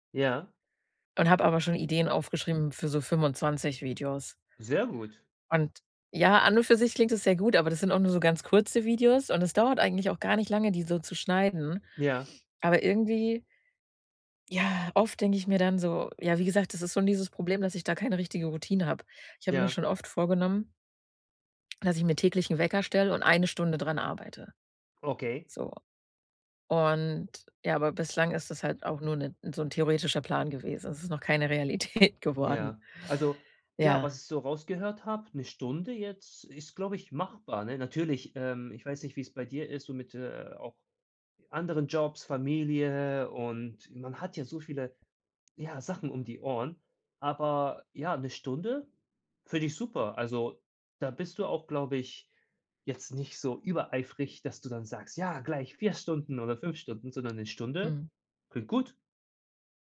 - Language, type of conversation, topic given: German, advice, Wie kann ich eine Routine für kreatives Arbeiten entwickeln, wenn ich regelmäßig kreativ sein möchte?
- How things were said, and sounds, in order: laughing while speaking: "Realität"